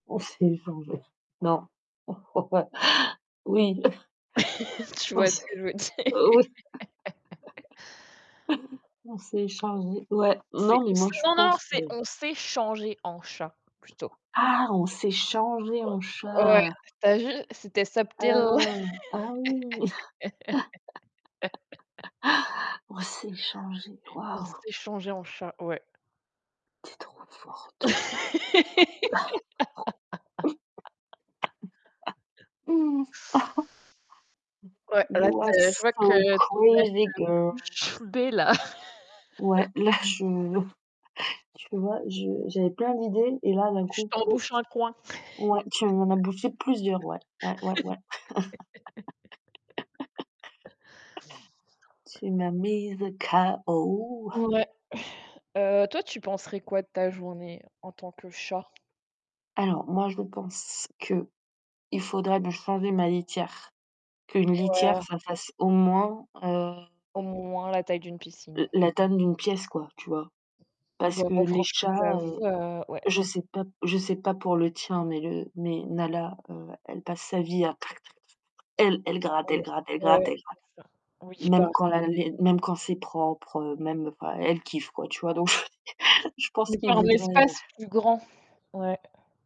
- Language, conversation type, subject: French, unstructured, Que changeriez-vous si vous pouviez vivre une journée entière dans la peau d’un animal ?
- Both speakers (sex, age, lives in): female, 25-29, France; female, 35-39, France
- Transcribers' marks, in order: distorted speech; laughing while speaking: "Ouais"; chuckle; laugh; laughing while speaking: "On s'est oui"; laughing while speaking: "Tu vois ? Ce que je veux dire ?"; laugh; other background noise; chuckle; put-on voice: "subtil"; laugh; laugh; static; chuckle; put-on voice: "You are so crazy, girl !"; laughing while speaking: "là, je"; laugh; laugh; chuckle; put-on voice: "Tu m'as mise KO"; tapping; "taille" said as "tane"; unintelligible speech; other noise; chuckle